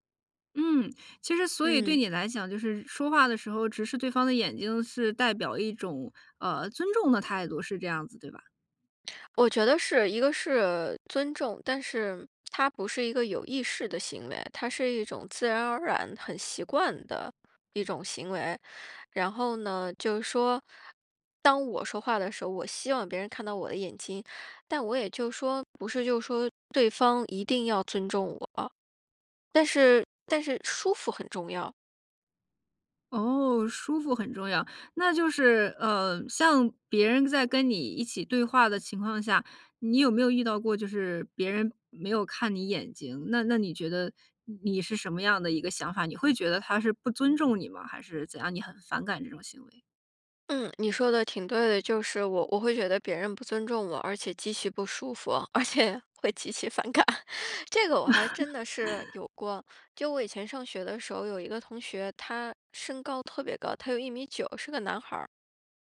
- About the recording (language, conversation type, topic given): Chinese, podcast, 当别人和你说话时不看你的眼睛，你会怎么解读？
- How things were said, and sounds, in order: lip smack; tongue click; other background noise; lip smack; laughing while speaking: "而且， 会极其反感"; laugh